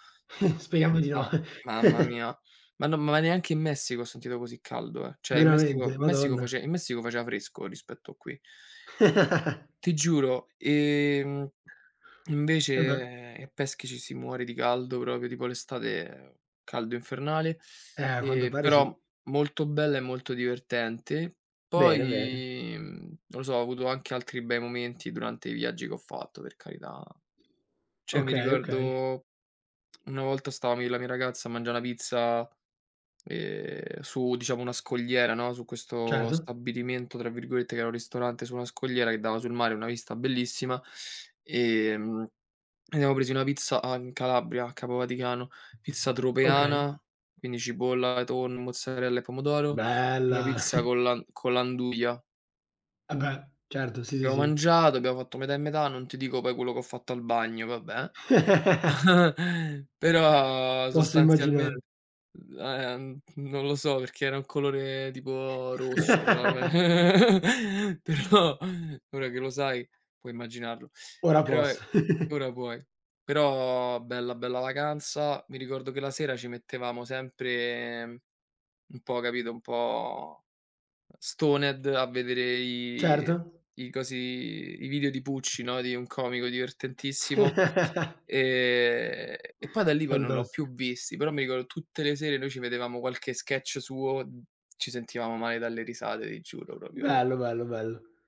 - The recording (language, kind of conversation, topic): Italian, unstructured, Qual è il ricordo più divertente che hai di un viaggio?
- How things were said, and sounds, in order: chuckle; "Cioè" said as "ceh"; chuckle; "proprio" said as "propio"; teeth sucking; "Cioè" said as "ceh"; tongue click; "siamo" said as "iamo"; chuckle; chuckle; chuckle; chuckle; "proprio" said as "propo"; chuckle; laughing while speaking: "Però"; chuckle; in English: "stoned"; chuckle; "proprio" said as "propio"